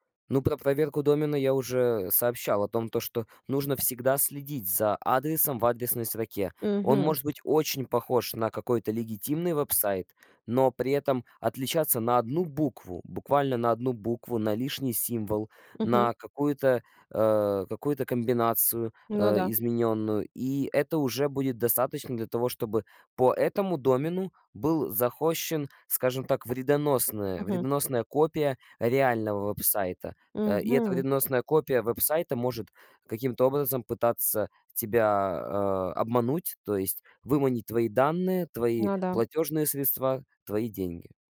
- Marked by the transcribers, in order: other background noise
- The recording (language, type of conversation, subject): Russian, podcast, Как отличить надёжный сайт от фейкового?